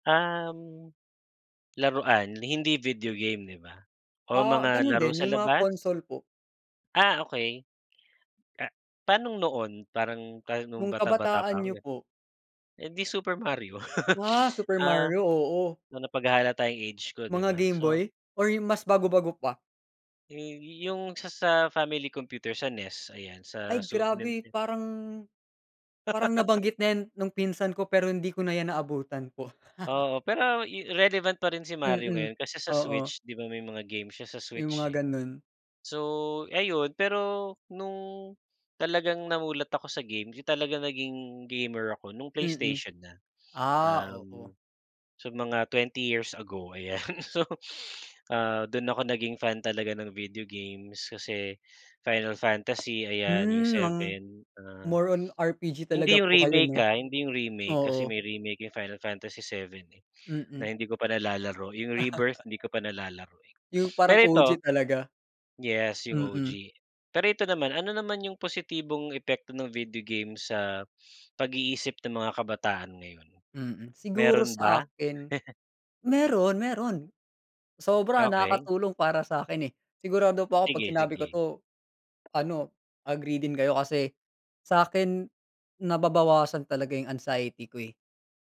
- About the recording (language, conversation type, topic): Filipino, unstructured, Paano ginagamit ng mga kabataan ang larong bidyo bilang libangan sa kanilang oras ng pahinga?
- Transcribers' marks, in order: in English: "console"; other background noise; laugh; sniff; laugh; chuckle; sniff; laughing while speaking: "ayan. So"; sniff; tapping; chuckle; sniff; sniff; chuckle